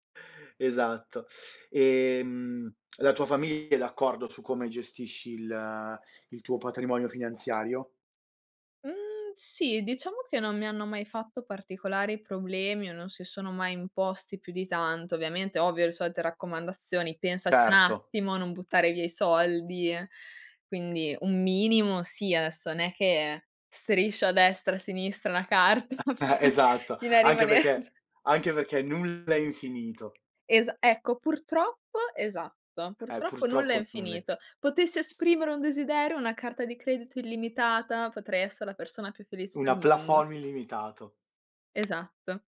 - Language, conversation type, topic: Italian, podcast, Come scegli di gestire i tuoi soldi e le spese più importanti?
- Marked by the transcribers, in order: "Certo" said as "terto"; laughing while speaking: "fino fino a rimanere"; chuckle; tapping; in French: "plafond"